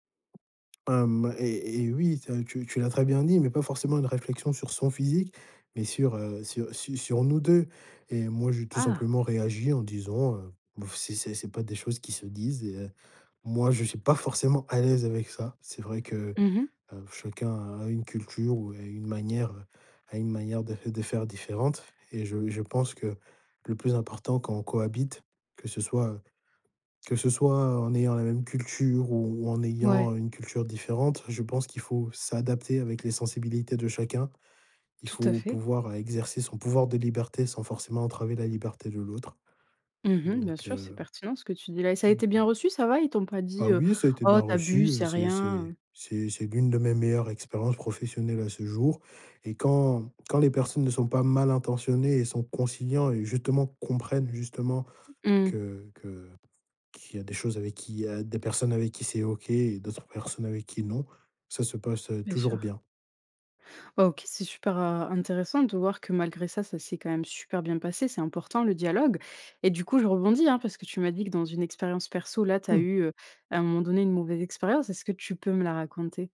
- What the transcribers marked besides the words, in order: other background noise; stressed: "pas"; unintelligible speech; stressed: "super"
- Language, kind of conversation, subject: French, podcast, Comment réagis-tu quand quelqu’un dépasse tes limites ?